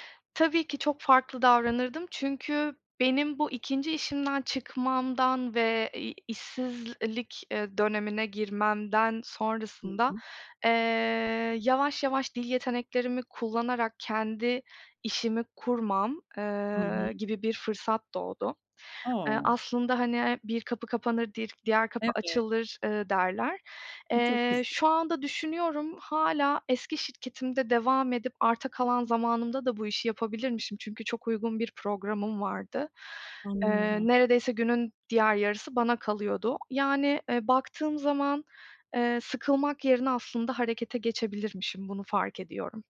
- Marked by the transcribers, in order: none
- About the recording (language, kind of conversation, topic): Turkish, podcast, Yaptığın bir hata seni hangi yeni fırsata götürdü?